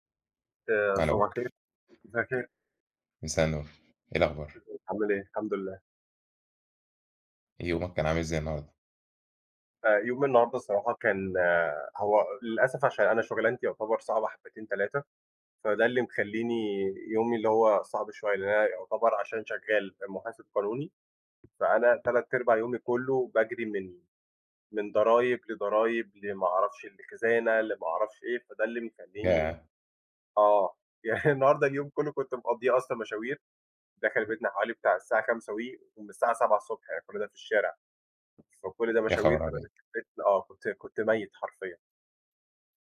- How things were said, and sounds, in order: other background noise; laughing while speaking: "يعني"; tapping
- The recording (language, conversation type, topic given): Arabic, unstructured, إزاي تحافظ على توازن بين الشغل وحياتك؟